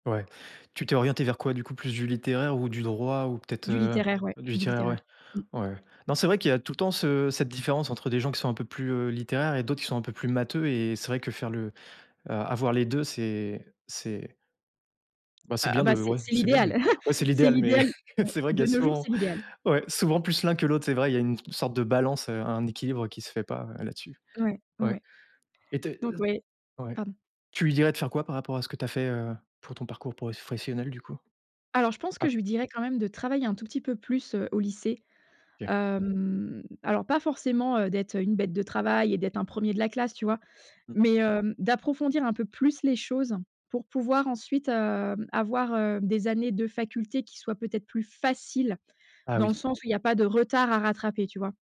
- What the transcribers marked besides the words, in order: tapping; chuckle; laughing while speaking: "c'est vrai qu'il y a souvent"; other background noise; stressed: "plus"; stressed: "faciles"
- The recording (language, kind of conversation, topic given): French, podcast, Quel conseil donnerais-tu à ton toi de quinze ans ?